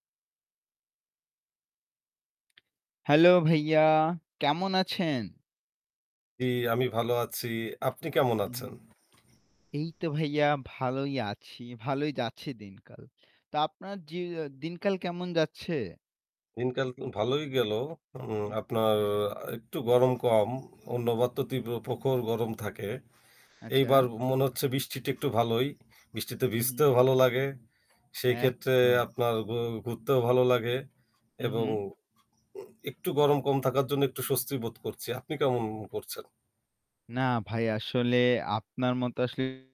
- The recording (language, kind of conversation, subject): Bengali, unstructured, আপনার জীবনে প্রযুক্তির উন্নয়ন কীভাবে সুখ এনে দিয়েছে?
- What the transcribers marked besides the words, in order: static; tapping; distorted speech; other background noise; "প্রখর" said as "পোখর"